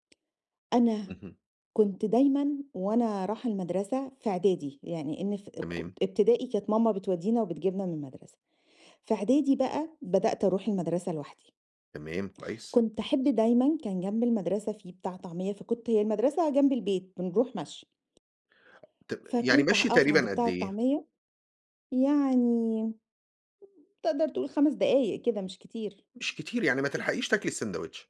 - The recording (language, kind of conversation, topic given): Arabic, podcast, إيه أكتر ذكرى ليك مع الطعمية عمرك ما بتنساها؟
- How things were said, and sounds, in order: none